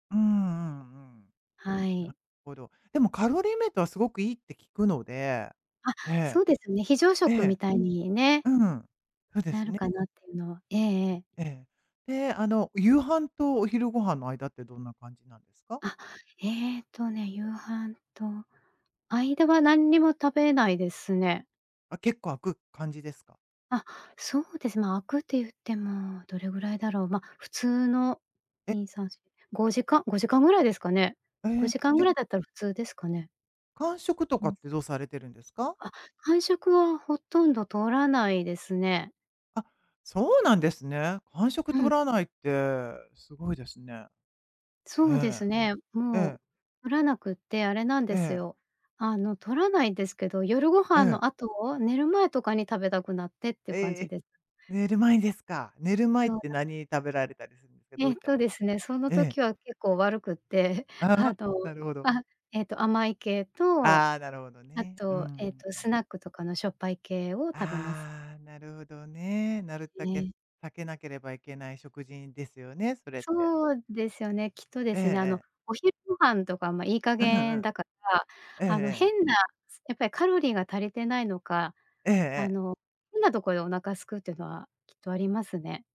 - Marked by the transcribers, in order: none
- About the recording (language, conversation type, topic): Japanese, advice, 食事の時間が不規則で健康的に食べられない日々を、どうすれば改善できますか？